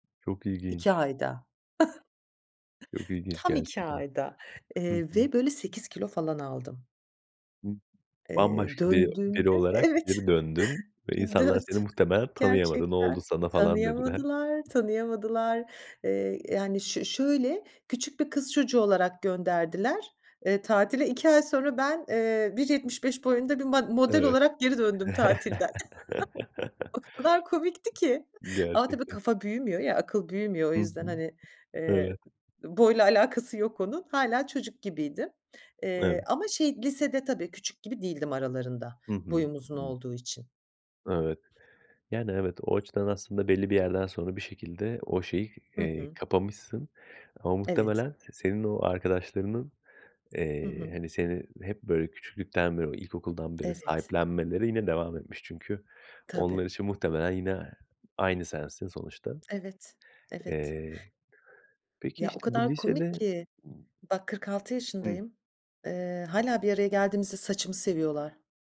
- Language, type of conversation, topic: Turkish, podcast, Bir öğretmenin seni çok etkilediği bir anını anlatır mısın?
- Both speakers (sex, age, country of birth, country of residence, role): female, 45-49, Germany, France, guest; male, 35-39, Turkey, Poland, host
- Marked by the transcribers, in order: chuckle; other background noise; chuckle